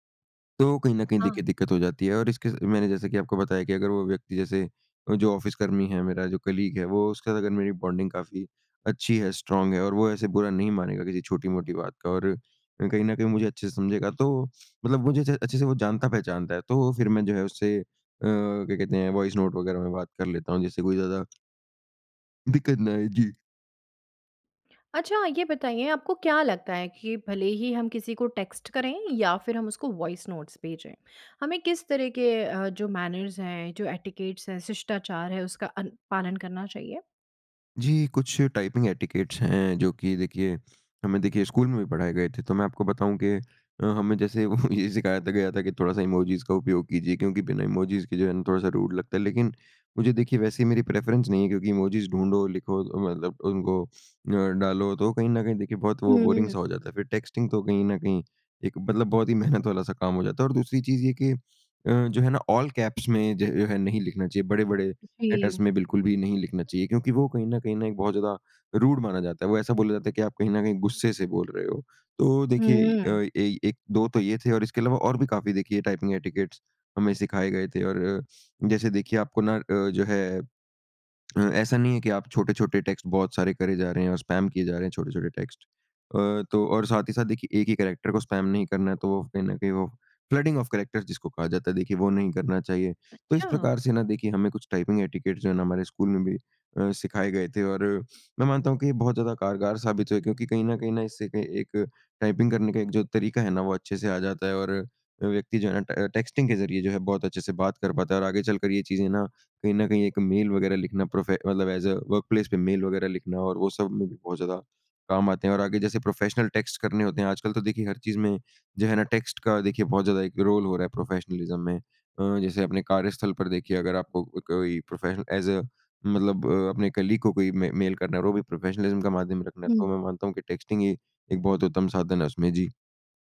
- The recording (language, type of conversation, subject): Hindi, podcast, आप आवाज़ संदेश और लिखित संदेश में से किसे पसंद करते हैं, और क्यों?
- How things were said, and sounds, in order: in English: "कलीग"; in English: "बॉन्डिंग"; sniff; tapping; in English: "टेक्स्ट"; in English: "मैनर्स"; in English: "एटिकेट्स"; in English: "टाइपिंग एटिकेट्स"; laughing while speaking: "ये"; in English: "रूड"; in English: "प्रेफरेंस"; in English: "बोरिंग"; in English: "टेक्स्टिंग"; in English: "ऑल कैप्स"; in English: "लेटर्स"; in English: "रूड"; in English: "टाइपिंग एटिकेट्स"; in English: "टेक्स्ट"; in English: "स्पैम"; in English: "टेक्स्ट"; in English: "कैरेक्टर"; in English: "स्पैम"; in English: "फ्लडिंग ऑफ कैरेक्टर्स"; in English: "टाइपिंग एटिकेट्स"; in English: "टेक्स्टिंग"; in English: "ऐज़ अ वर्कप्लेस"; in English: "प्रोफ़ेशनल टेक्स्ट"; in English: "टेक्स्ट"; in English: "रोल"; in English: "प्रोफेशनलिज़्म"; in English: "प्रोफेशन ऐज़ अ"; in English: "कलीग"; in English: "प्रोफेशनलिज़्म"; in English: "टेक्स्टिंग"